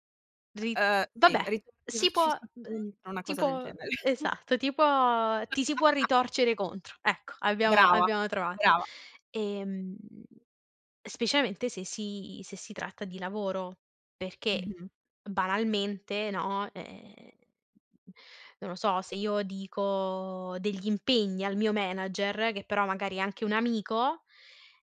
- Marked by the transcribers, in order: unintelligible speech; chuckle; laugh; "specialmente" said as "speciamente"
- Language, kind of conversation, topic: Italian, podcast, Come scegli cosa tenere privato e cosa condividere?